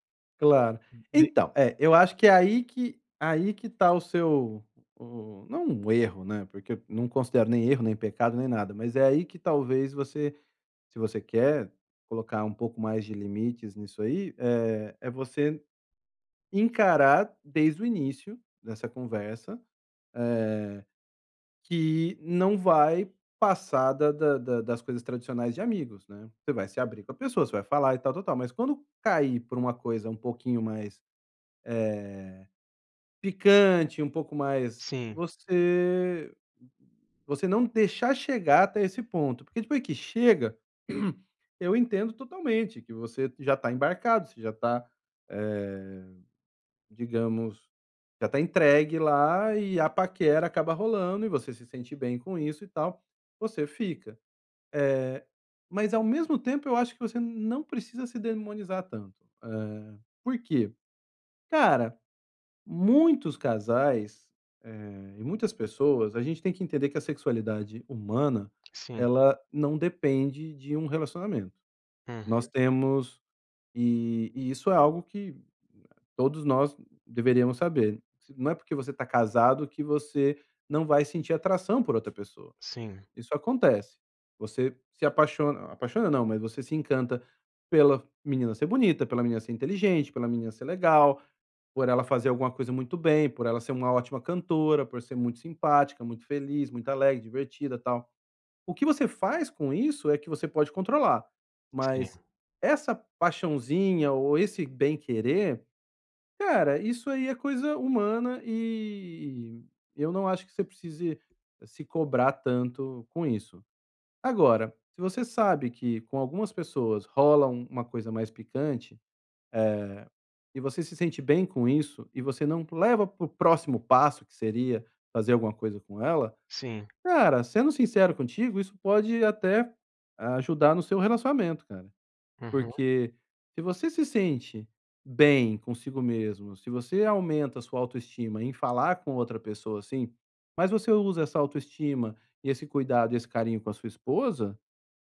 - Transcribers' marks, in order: other noise; throat clearing; tapping
- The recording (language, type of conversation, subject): Portuguese, advice, Como posso estabelecer limites claros no início de um relacionamento?